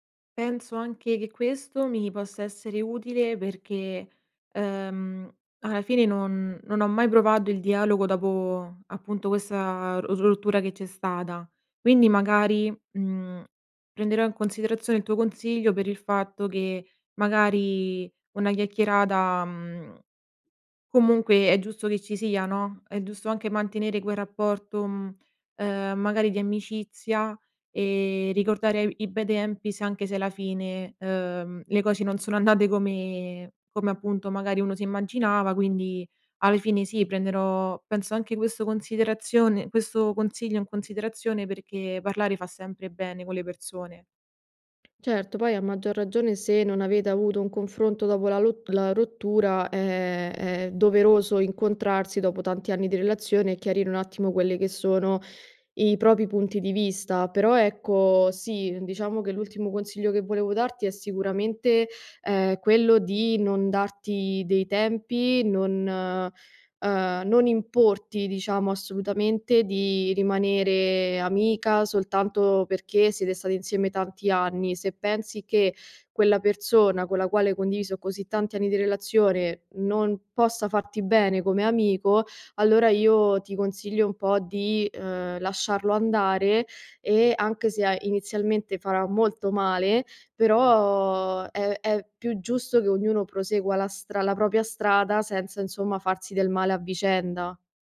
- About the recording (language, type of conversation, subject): Italian, advice, Dovrei restare amico del mio ex?
- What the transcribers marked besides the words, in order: "cose" said as "cosci"; tapping; "propri" said as "propi"